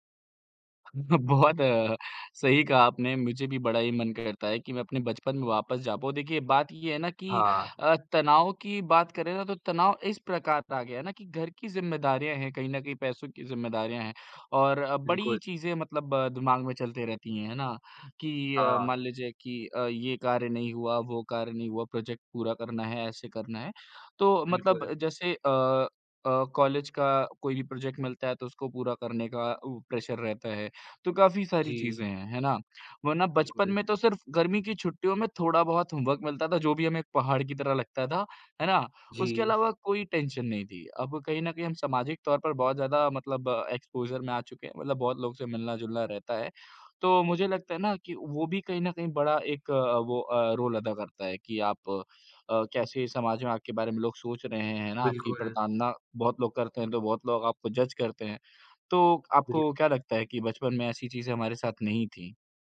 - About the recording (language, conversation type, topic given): Hindi, unstructured, क्या आप कभी बचपन की उन यादों को फिर से जीना चाहेंगे, और क्यों?
- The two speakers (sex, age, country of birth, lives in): male, 18-19, India, India; male, 18-19, India, India
- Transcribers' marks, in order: in English: "प्रोजेक्ट"; in English: "प्रोजेक्ट"; in English: "प्रेशर"; in English: "होमवर्क"; in English: "टेंशन"; in English: "एक्सपोज़र"; in English: "रोल"; in English: "जज"